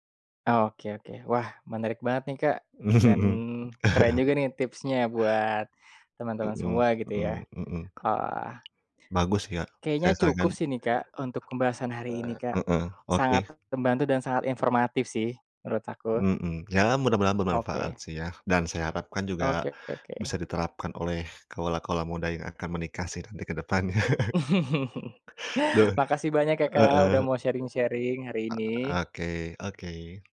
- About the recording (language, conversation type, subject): Indonesian, podcast, Bagaimana kamu membagi tugas rumah tangga dengan keluarga?
- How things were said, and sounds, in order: other background noise; laugh; tapping; laughing while speaking: "kedepannya"; laugh; in English: "sharing-sharing"